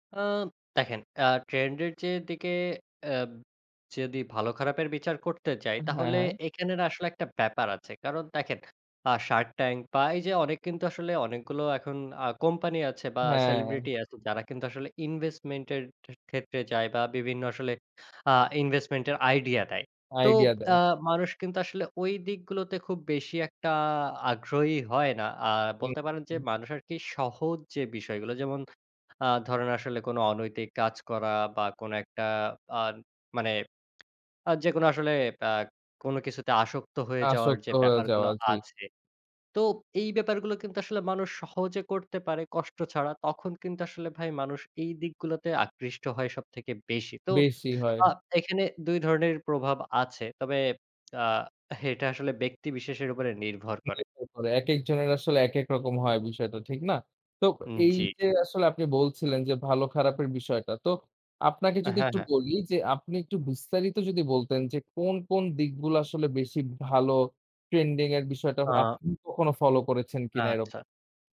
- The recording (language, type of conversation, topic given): Bengali, podcast, নতুন ট্রেন্ডে থাকলেও নিজেকে কীভাবে আলাদা রাখেন?
- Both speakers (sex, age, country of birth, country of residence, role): male, 20-24, Bangladesh, Bangladesh, host; male, 25-29, Bangladesh, Bangladesh, guest
- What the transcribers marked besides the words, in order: "যদি" said as "যেদি"; unintelligible speech